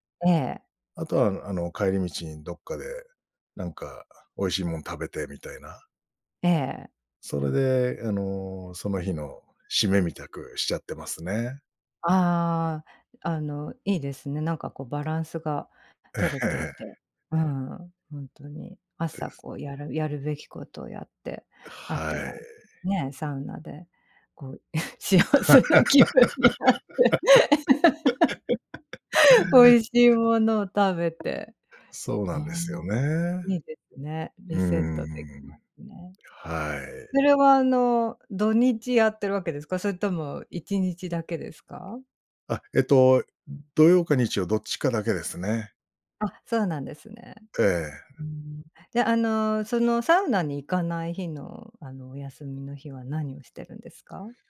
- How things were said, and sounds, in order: laughing while speaking: "ええ"; laugh; laughing while speaking: "幸せな気分になって"; laugh
- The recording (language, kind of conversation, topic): Japanese, podcast, 休みの日はどんな風にリセットしてる？
- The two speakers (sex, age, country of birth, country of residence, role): female, 45-49, Japan, United States, host; male, 45-49, Japan, Japan, guest